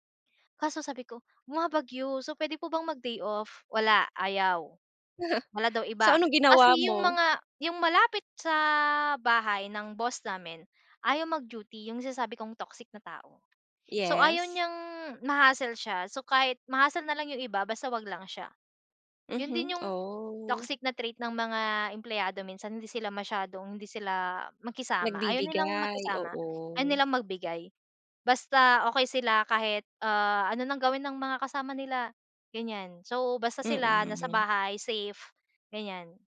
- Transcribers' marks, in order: chuckle
- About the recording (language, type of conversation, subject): Filipino, podcast, Paano ka nagpapawi ng stress sa opisina?